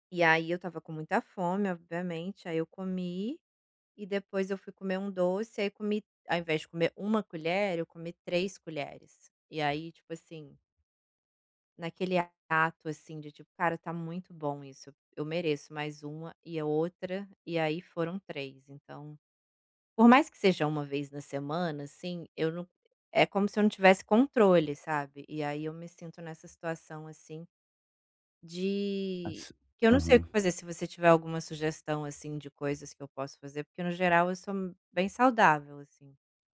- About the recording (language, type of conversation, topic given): Portuguese, advice, Como conciliar o prazer de comer alimentos processados com uma alimentação saudável?
- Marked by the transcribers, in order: none